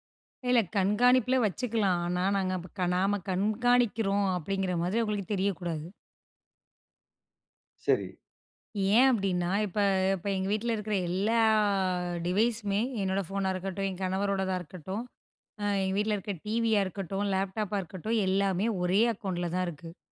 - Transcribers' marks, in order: drawn out: "எல்லா"; in English: "டிவைஸுமே"; in English: "லேப்டாப்பா"; in English: "அக்கௌண்ட்ல"
- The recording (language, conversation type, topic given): Tamil, podcast, குழந்தைகள் ஆன்லைனில் இருக்கும் போது பெற்றோர் என்னென்ன விஷயங்களை கவனிக்க வேண்டும்?